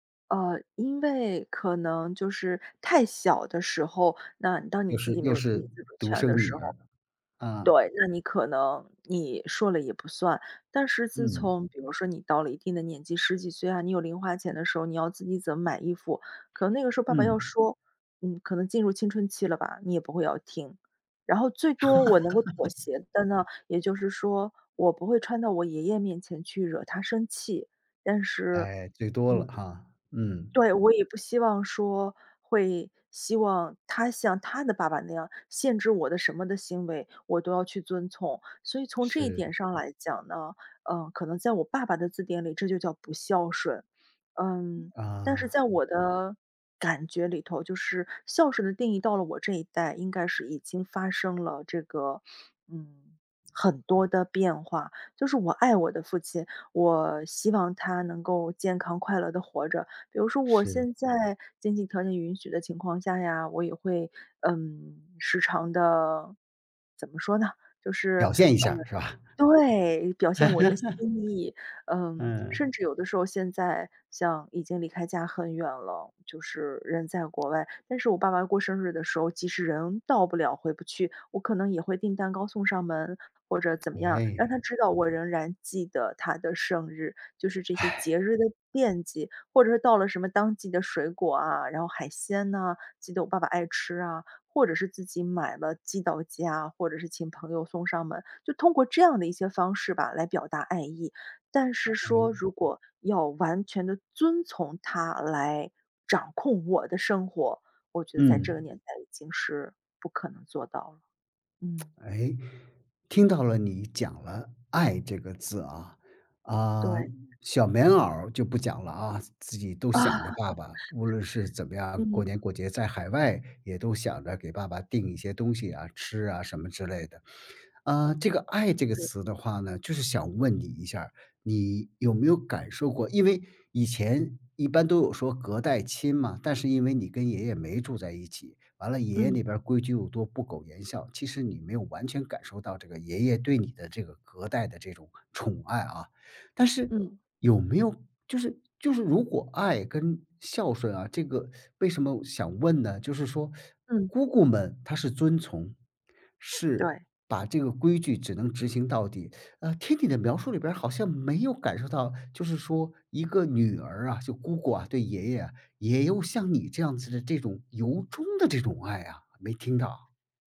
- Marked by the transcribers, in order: laugh; other background noise; tapping; laugh; sigh; stressed: "我"; tsk; stressed: "爱"; chuckle
- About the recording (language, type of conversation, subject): Chinese, podcast, 你怎么看待人们对“孝顺”的期待？